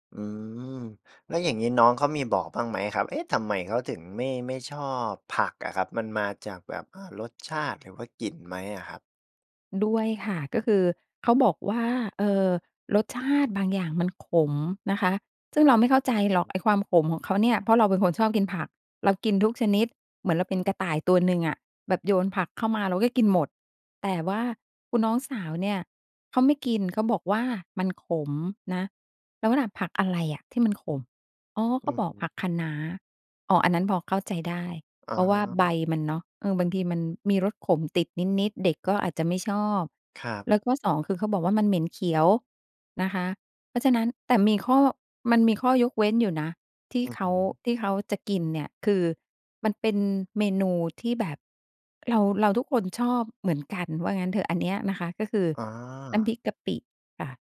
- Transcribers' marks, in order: unintelligible speech
- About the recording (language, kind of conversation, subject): Thai, podcast, คุณมีความทรงจำเกี่ยวกับมื้ออาหารของครอบครัวที่ประทับใจบ้างไหม?